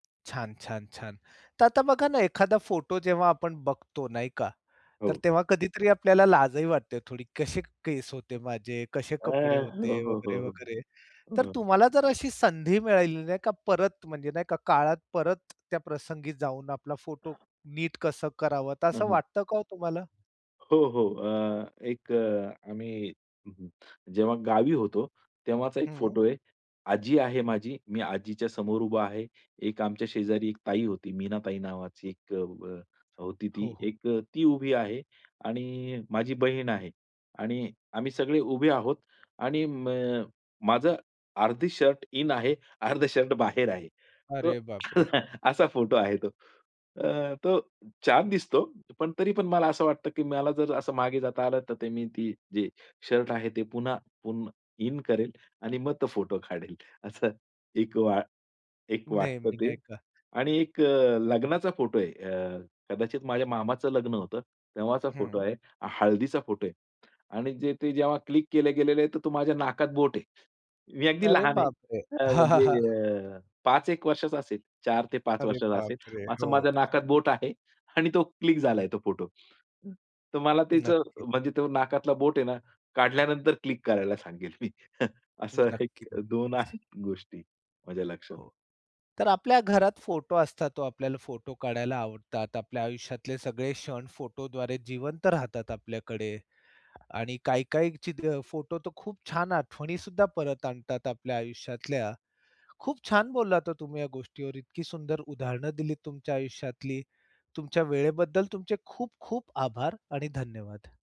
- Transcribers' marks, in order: tapping; other background noise; laughing while speaking: "हो, हो, हो"; laughing while speaking: "अर्ध शर्ट"; chuckle; laughing while speaking: "काढेल असं"; laughing while speaking: "मी अगदी लहान आहे"; laughing while speaking: "आणि तो"; laughing while speaking: "सांगेल मी, असं एक-दोन"
- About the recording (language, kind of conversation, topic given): Marathi, podcast, कुटुंबाच्या जुन्या छायाचित्रांमागची कोणती आठवण तुम्हाला सर्वात जास्त आठवते?